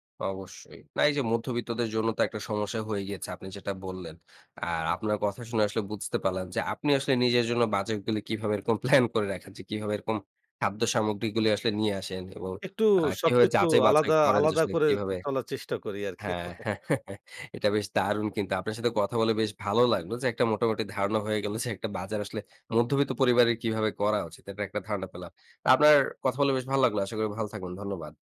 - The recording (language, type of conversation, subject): Bengali, podcast, বাজারে যাওয়ার আগে খাবারের তালিকা ও কেনাকাটার পরিকল্পনা কীভাবে করেন?
- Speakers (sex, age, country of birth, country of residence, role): male, 25-29, Bangladesh, Bangladesh, guest; male, 60-64, Bangladesh, Bangladesh, host
- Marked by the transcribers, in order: laughing while speaking: "প্লান"; chuckle; laughing while speaking: "যে"